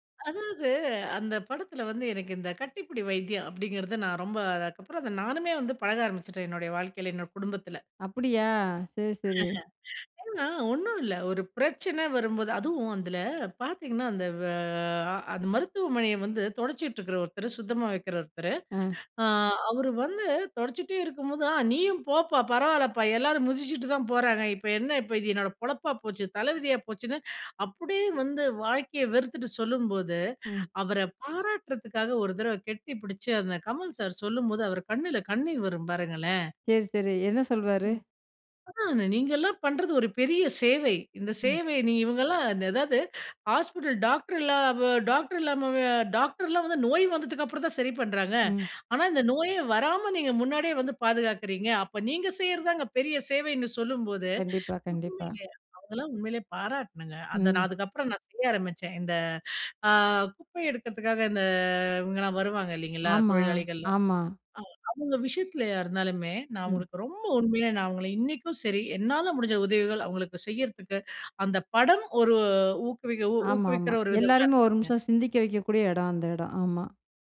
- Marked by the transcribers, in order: laugh; drawn out: "வே"; "கட்டி" said as "கெட்டி"; unintelligible speech; "அவங்களைலாம்" said as "அவங்கலாம்"; drawn out: "இந்த"
- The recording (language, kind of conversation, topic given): Tamil, podcast, நீங்கள் மீண்டும் மீண்டும் பார்க்கும் பழைய படம் எது, அதை மீண்டும் பார்க்க வைக்கும் காரணம் என்ன?